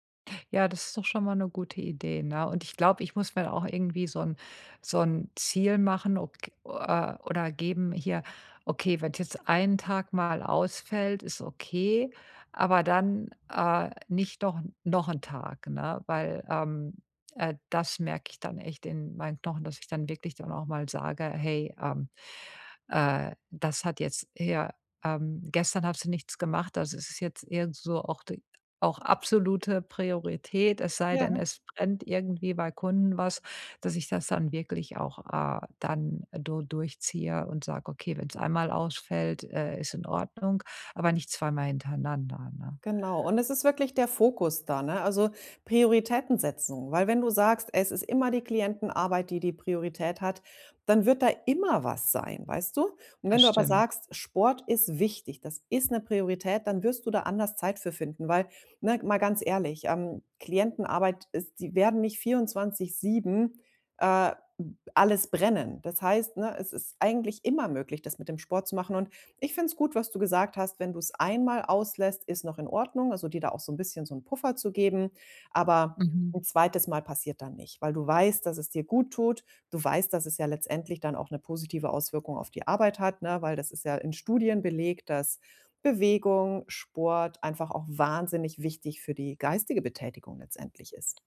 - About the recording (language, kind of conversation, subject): German, advice, Wie finde ich die Motivation, regelmäßig Sport zu treiben?
- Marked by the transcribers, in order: stressed: "immer"; other noise; stressed: "wahnsinnig"